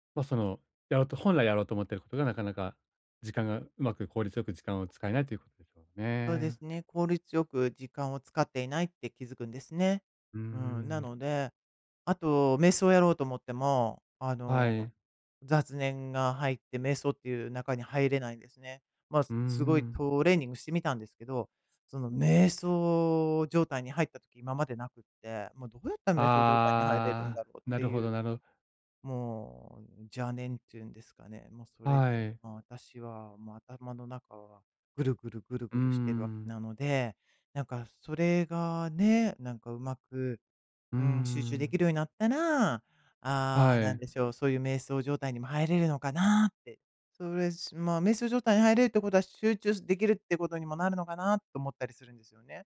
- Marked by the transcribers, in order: other background noise
- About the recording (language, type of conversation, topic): Japanese, advice, 雑念を減らして勉強や仕事に集中するにはどうすればいいですか？